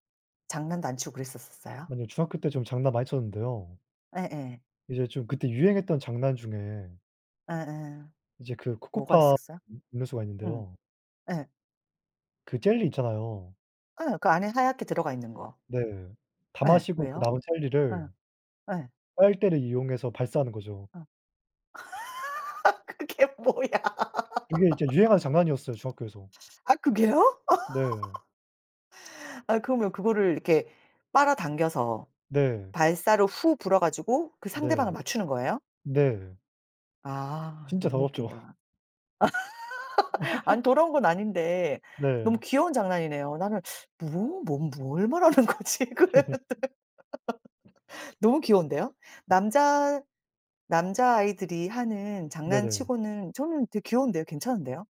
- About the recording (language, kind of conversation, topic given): Korean, unstructured, 어린 시절 친구들과의 추억 중 가장 즐거웠던 기억은 무엇인가요?
- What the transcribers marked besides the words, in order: other background noise; laughing while speaking: "그게 뭐야"; laugh; laugh; laughing while speaking: "거지 그랬는데"; laugh; tapping